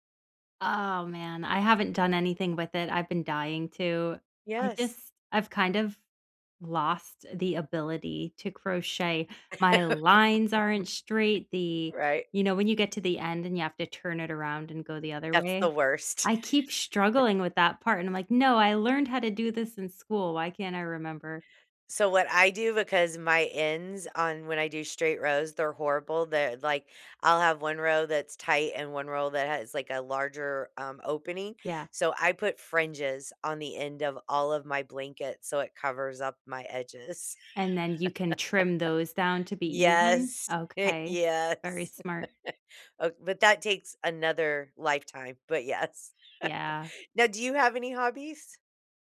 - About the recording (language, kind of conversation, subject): English, unstructured, How do you measure progress in hobbies that don't have obvious milestones?
- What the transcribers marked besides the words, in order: stressed: "lines"; laugh; chuckle; chuckle; chuckle